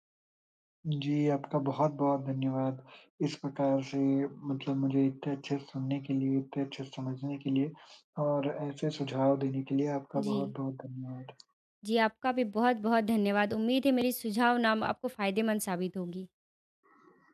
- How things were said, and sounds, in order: "इतने" said as "इत्ते"; "इतने" said as "इत्ते"; tapping
- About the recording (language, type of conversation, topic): Hindi, advice, मैं छुट्टी के दौरान दोषी महसूस किए बिना पूरी तरह आराम कैसे करूँ?